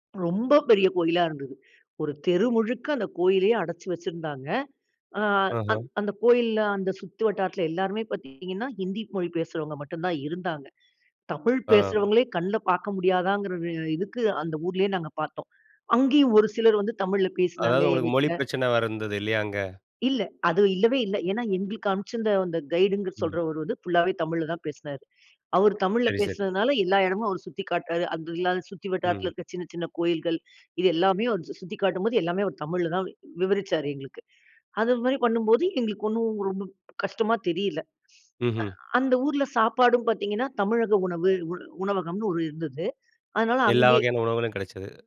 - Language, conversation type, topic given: Tamil, podcast, ஒரு பயணம் திடீரென மறக்க முடியாத நினைவாக மாறிய அனுபவம் உங்களுக்குண்டா?
- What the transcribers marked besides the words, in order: in English: "கைடுங்க"; "கைடுனு" said as "கைடுங்க"; other noise